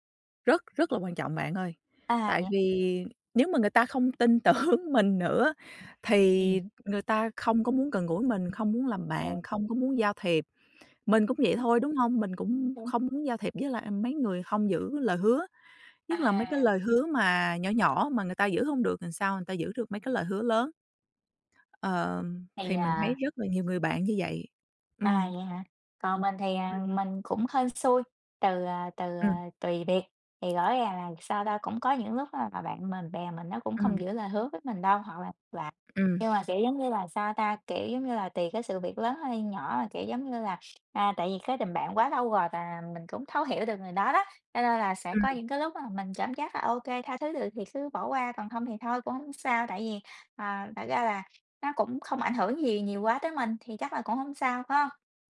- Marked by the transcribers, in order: laughing while speaking: "tưởng"; other background noise; tapping; "làm" said as "àn"
- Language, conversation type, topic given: Vietnamese, unstructured, Theo bạn, điều gì quan trọng nhất trong một mối quan hệ?